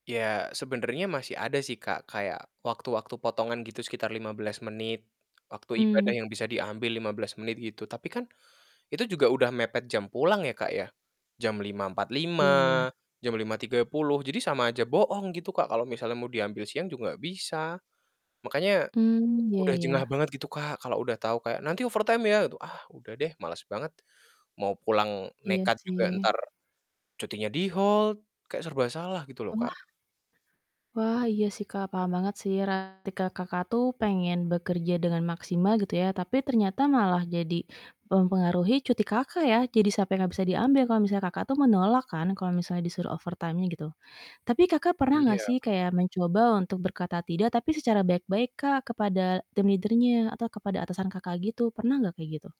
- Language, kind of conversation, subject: Indonesian, advice, Kapan Anda merasa tidak mampu mengatakan tidak saat diberi tambahan beban kerja?
- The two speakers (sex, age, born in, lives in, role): female, 35-39, Indonesia, Indonesia, advisor; male, 20-24, Indonesia, Indonesia, user
- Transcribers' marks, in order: static; in English: "overtime"; other background noise; in English: "di-hold"; distorted speech; in English: "overtime-nya"; in English: "team leader-nya"